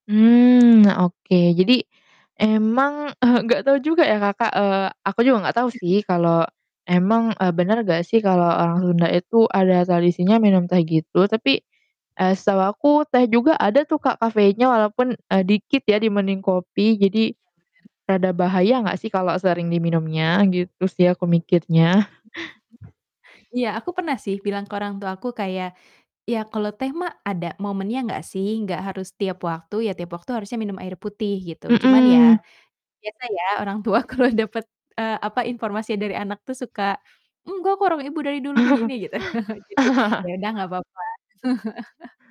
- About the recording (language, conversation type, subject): Indonesian, podcast, Bagaimana ritual minum kopi atau teh di rumahmu?
- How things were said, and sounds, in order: tapping; chuckle; unintelligible speech; other background noise; chuckle; distorted speech; laughing while speaking: "tua kalau"; laugh; chuckle